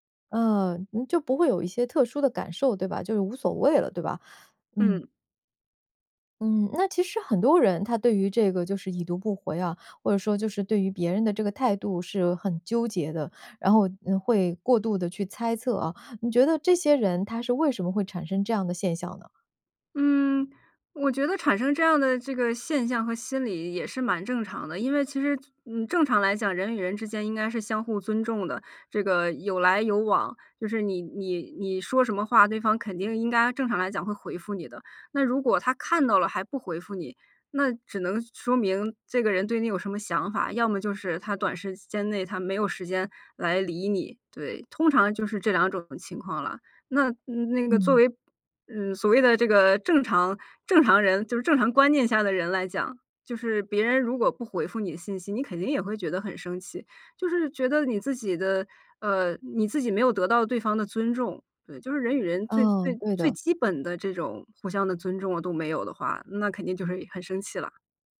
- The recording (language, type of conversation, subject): Chinese, podcast, 看到对方“已读不回”时，你通常会怎么想？
- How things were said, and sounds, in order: none